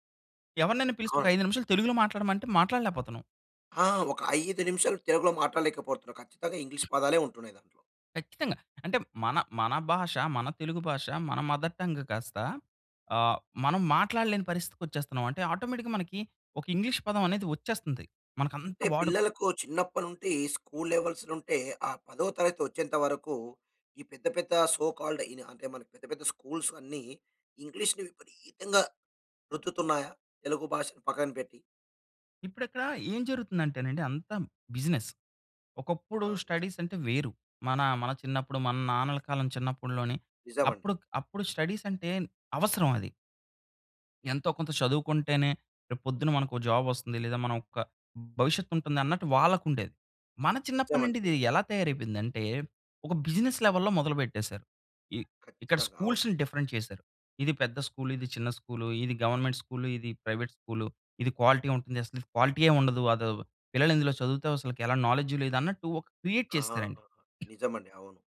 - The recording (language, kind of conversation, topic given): Telugu, podcast, స్థానిక భాషా కంటెంట్ పెరుగుదలపై మీ అభిప్రాయం ఏమిటి?
- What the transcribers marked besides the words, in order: other background noise; in English: "మదర్ టంగ్"; in English: "ఆటోమేటిక్‌గా"; "నుండి" said as "నుంటి"; in English: "సో కాల్డ్"; in English: "బిజినెస్"; in English: "స్టడీస్"; in English: "స్టడీస్"; in English: "జాబ్"; in English: "బిజినెస్ లెవెల్‌లో"; in English: "స్కూల్స్‌ని డిఫరెంట్"; in English: "క్వాలిటీ"; in English: "నాలెడ్జ్"; in English: "క్రియేట్"; cough